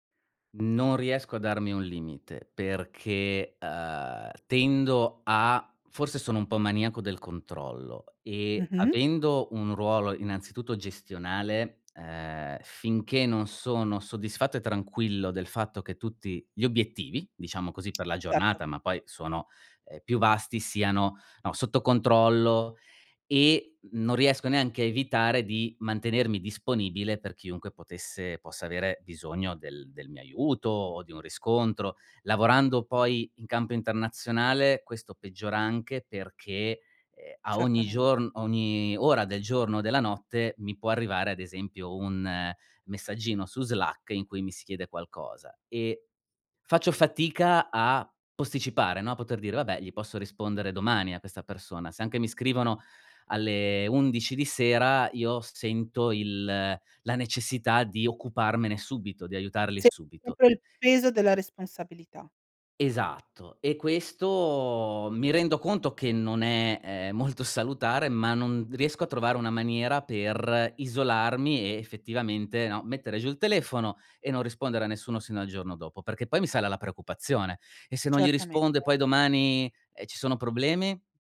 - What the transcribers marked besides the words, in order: other background noise; "proprio" said as "propio"; laughing while speaking: "molto"
- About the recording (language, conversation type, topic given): Italian, advice, Come posso isolarmi mentalmente quando lavoro da casa?